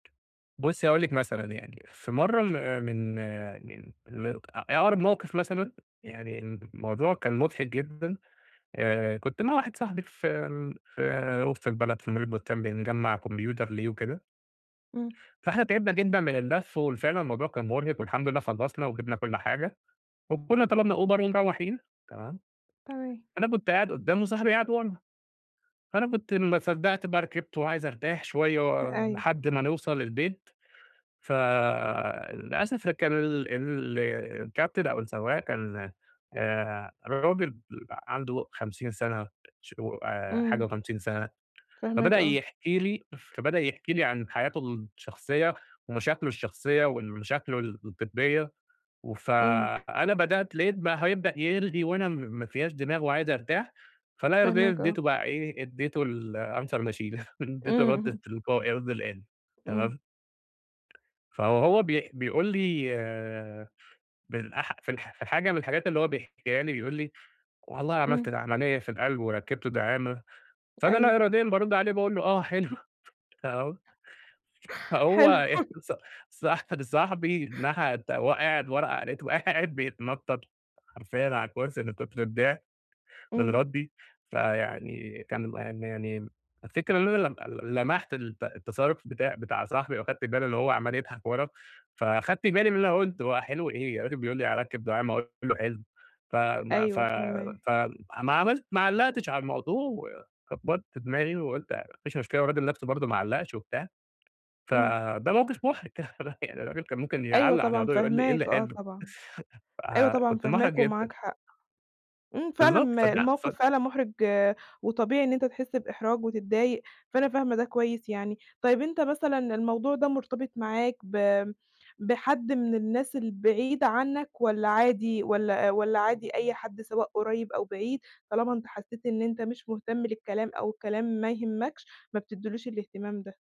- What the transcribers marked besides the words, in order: tapping; in English: "mall"; unintelligible speech; in English: "الanswer machine"; chuckle; chuckle; other background noise; unintelligible speech; laughing while speaking: "بقى قاعد بيتنطط"; chuckle; chuckle; chuckle
- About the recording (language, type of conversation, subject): Arabic, advice, إزاي أقدر أكتشف الأسباب الحقيقية ورا تكرار السلوكيات السيئة عندي؟